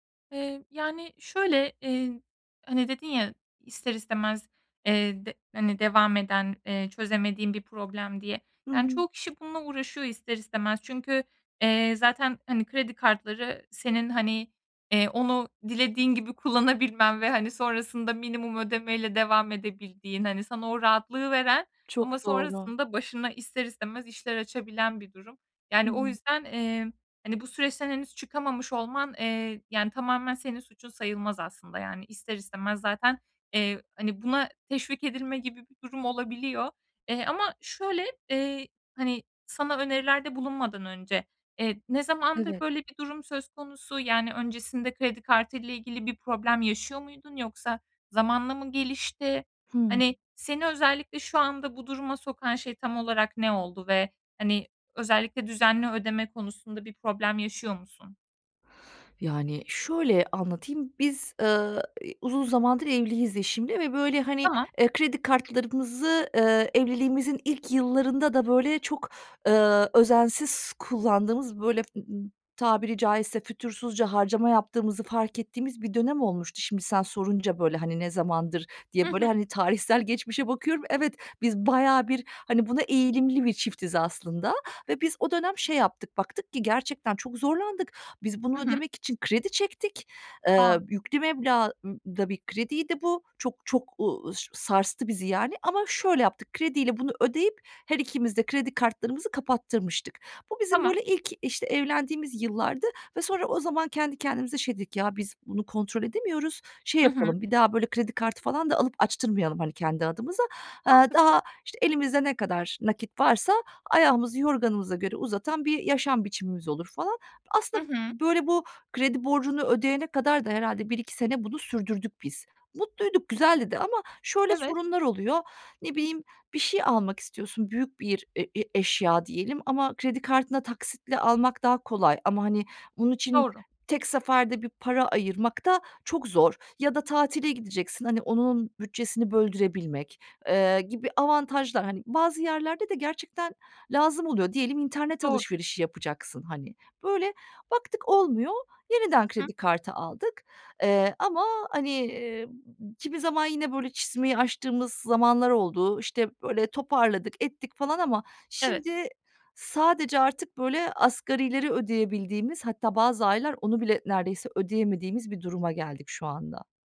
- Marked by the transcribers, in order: other background noise; tapping; throat clearing
- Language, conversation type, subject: Turkish, advice, Kredi kartı borcumu azaltamayıp suçluluk hissettiğimde bununla nasıl başa çıkabilirim?